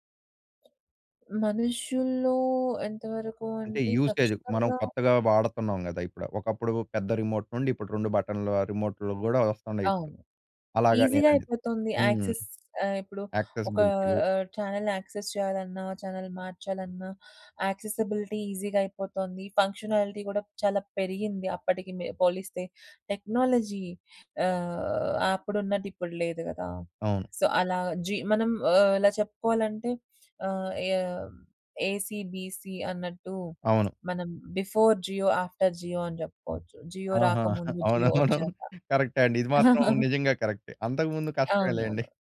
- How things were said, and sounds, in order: other background noise; in English: "యూసేజ్"; in English: "రిమోట్"; in English: "బటన్‌ల"; in English: "ఈజీగా"; in English: "యాక్సెస్"; in English: "చానెల్ యాక్సెస్"; in English: "చానెల్"; in English: "యాక్సెసిబిలిటీ ఈజీగా"; in English: "ఫంక్షనాలిటీ"; in English: "టెక్నాలజీ"; in English: "సో"; in English: "ఏ ఏసీ బీసీ"; in English: "బిఫోర్ జియో ఆఫ్టర్ జియో"; laughing while speaking: "అవును. మనం కరెక్టే అండి. ఇది మాత్రం నిజంగా కరెక్టే. అంతకుముందు కష్టమే లెండి"; in English: "జియో"; in English: "జియో"; chuckle; tapping
- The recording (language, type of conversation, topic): Telugu, podcast, స్ట్రీమింగ్ సేవలు వచ్చిన తర్వాత మీరు టీవీ చూసే అలవాటు ఎలా మారిందని అనుకుంటున్నారు?